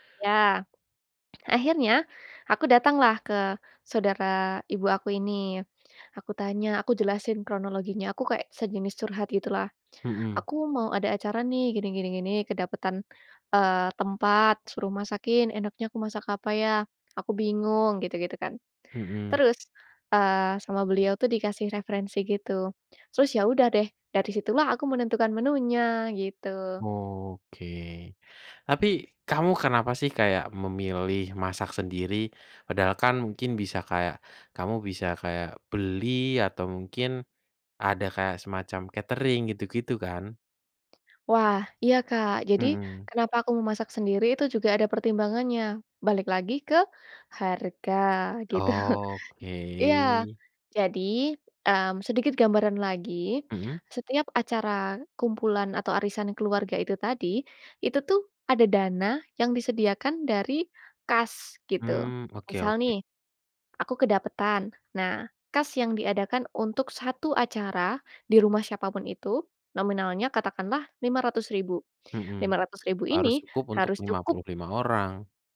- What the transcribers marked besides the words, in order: other background noise; drawn out: "Oke"; laughing while speaking: "gitu"
- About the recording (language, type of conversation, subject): Indonesian, podcast, Bagaimana pengalamanmu memasak untuk keluarga besar, dan bagaimana kamu mengatur semuanya?